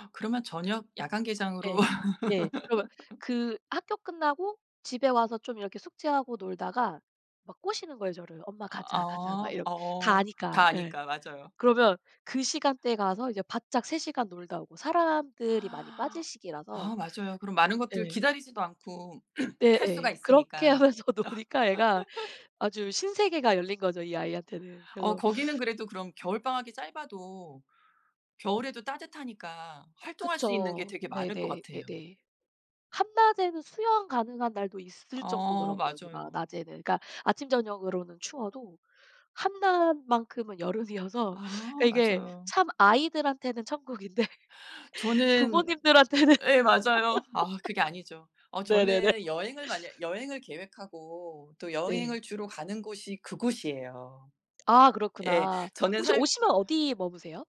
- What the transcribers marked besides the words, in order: tapping; laughing while speaking: "개장으로"; laugh; gasp; throat clearing; laughing while speaking: "하면서 노니까"; laugh; laughing while speaking: "천국인데 부모님들한테는 네네네"
- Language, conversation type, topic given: Korean, unstructured, 여름 방학과 겨울 방학 중 어느 방학이 더 기다려지시나요?